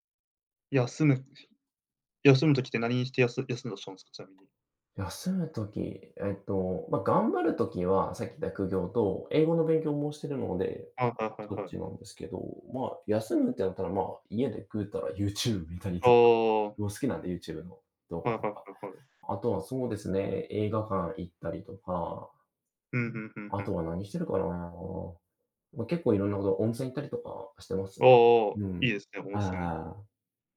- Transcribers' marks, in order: unintelligible speech
- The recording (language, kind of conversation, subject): Japanese, unstructured, 仕事とプライベートの時間は、どちらを優先しますか？